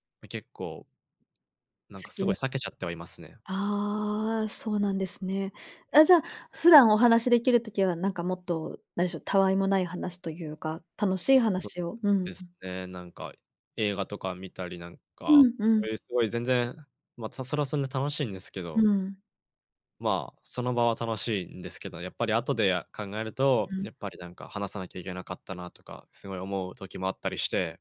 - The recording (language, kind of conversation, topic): Japanese, advice, 長年のパートナーとの関係が悪化し、別れの可能性に直面したとき、どう向き合えばよいですか？
- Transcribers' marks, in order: none